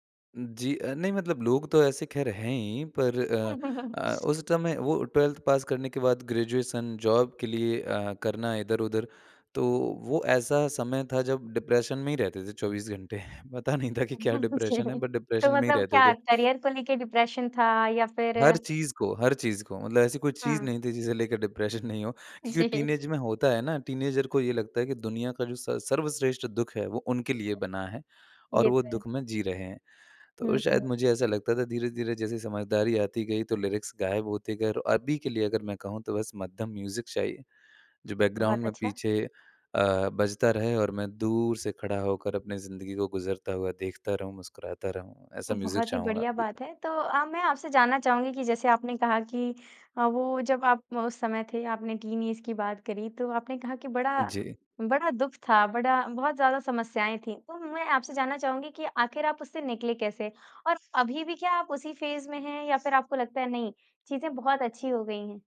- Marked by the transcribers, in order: chuckle; in English: "टवेल्थ"; in English: "ग्रेजुएशन"; laughing while speaking: "पता नहीं था कि"; chuckle; laughing while speaking: "जी"; in English: "बट"; in English: "करियर"; laughing while speaking: "जी"; in English: "टीनेज"; in English: "टीनेजर"; in English: "लिरिक्स"; in English: "म्यूज़िक"; in English: "बैकग्राउंड"; in English: "म्यूज़िक"; in English: "टीन ऐज"; in English: "फ़ेज़"
- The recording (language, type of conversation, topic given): Hindi, podcast, तुम्हारी ज़िंदगी के पीछे बजने वाला संगीत कैसा होगा?